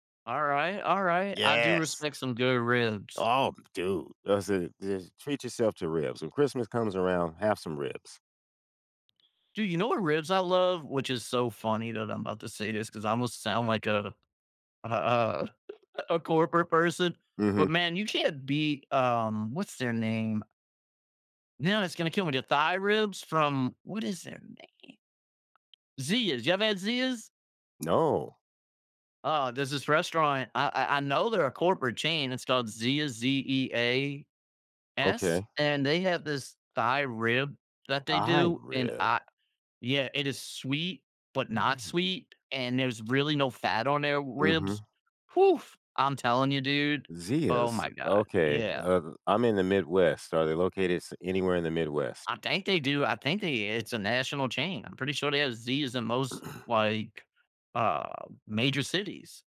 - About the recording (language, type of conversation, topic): English, unstructured, How can I let my hobbies sneak into ordinary afternoons?
- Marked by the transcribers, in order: other background noise; laughing while speaking: "a a a"; tapping; throat clearing